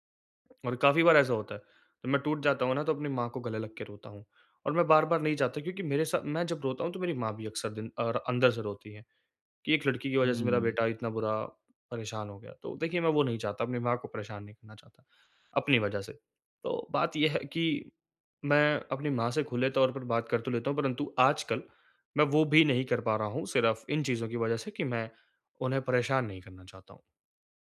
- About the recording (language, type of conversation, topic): Hindi, advice, टूटे रिश्ते के बाद मैं आत्मिक शांति कैसे पा सकता/सकती हूँ और नई शुरुआत कैसे कर सकता/सकती हूँ?
- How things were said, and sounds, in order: none